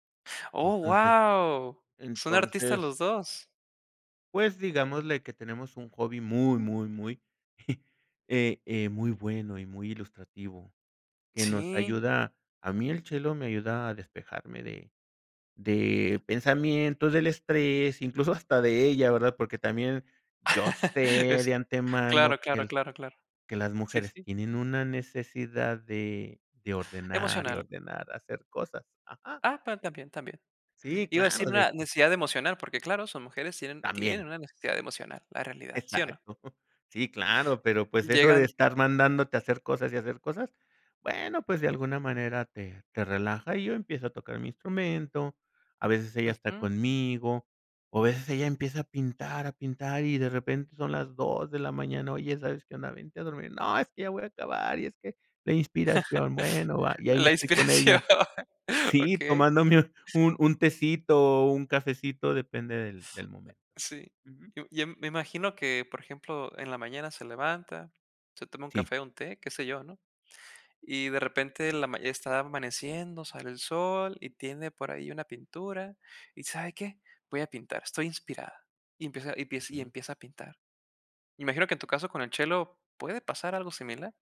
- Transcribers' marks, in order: chuckle; tapping; laughing while speaking: "incluso hasta de ella, ¿verdad?"; other noise; chuckle; laughing while speaking: "Exacto"; chuckle; laughing while speaking: "La inspiración"
- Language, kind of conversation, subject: Spanish, podcast, ¿Qué límites le pones a la tecnología cuando trabajas desde casa?